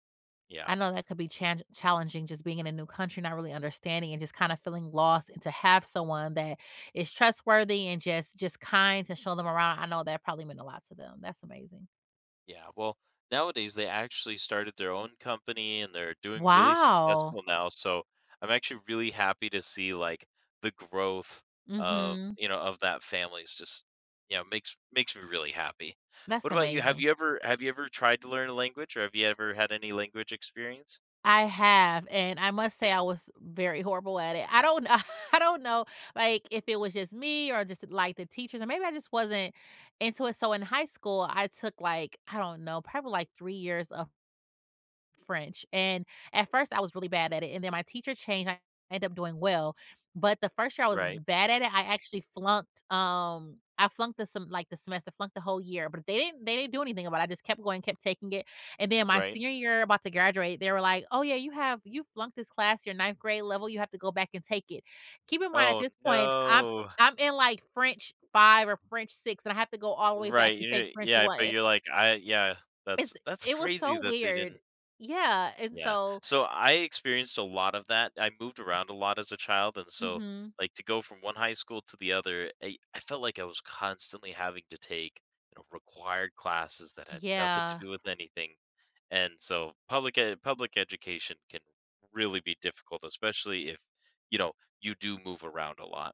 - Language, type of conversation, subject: English, unstructured, How could speaking any language change your experiences and connections with others?
- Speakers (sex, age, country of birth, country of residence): female, 40-44, United States, United States; male, 30-34, United States, United States
- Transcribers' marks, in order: chuckle; laughing while speaking: "I don't"; drawn out: "no!"; other background noise